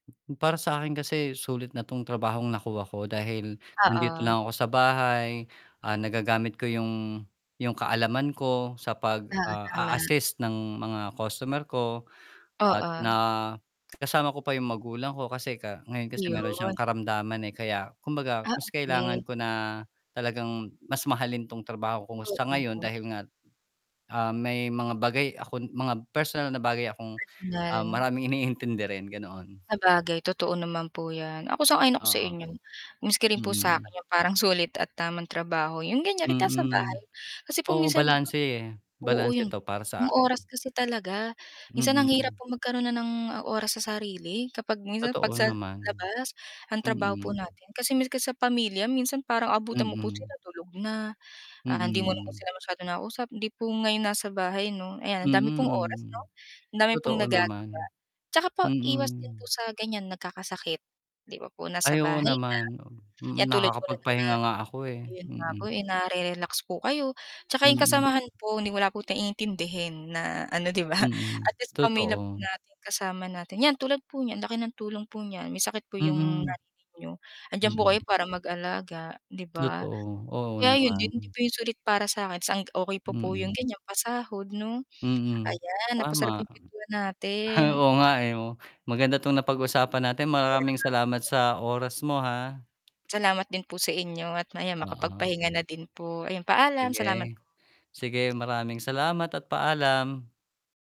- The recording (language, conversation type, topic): Filipino, unstructured, Ano ang pinakamahalaga sa iyo sa isang trabaho?
- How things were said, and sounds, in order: tapping; distorted speech; laughing while speaking: "iniintindi"; static; mechanical hum; "nakausap" said as "nausap"; other background noise; chuckle; chuckle